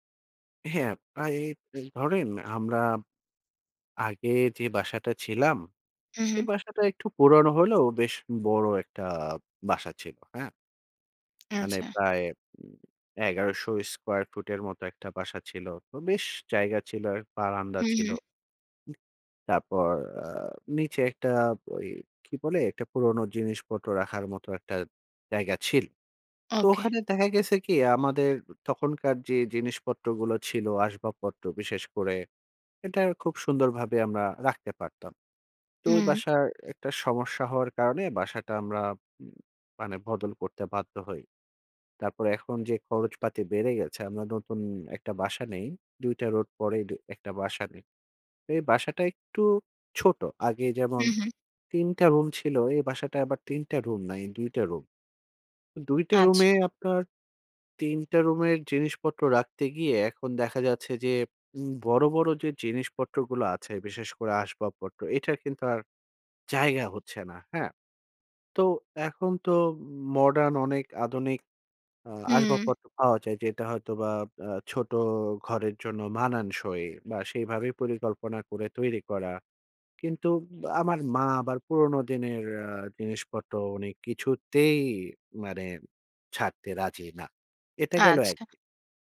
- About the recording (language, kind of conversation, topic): Bengali, advice, বাড়িতে জিনিসপত্র জমে গেলে আপনি কীভাবে অস্থিরতা অনুভব করেন?
- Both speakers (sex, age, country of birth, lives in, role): female, 30-34, Bangladesh, Bangladesh, advisor; male, 40-44, Bangladesh, Finland, user
- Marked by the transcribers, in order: tapping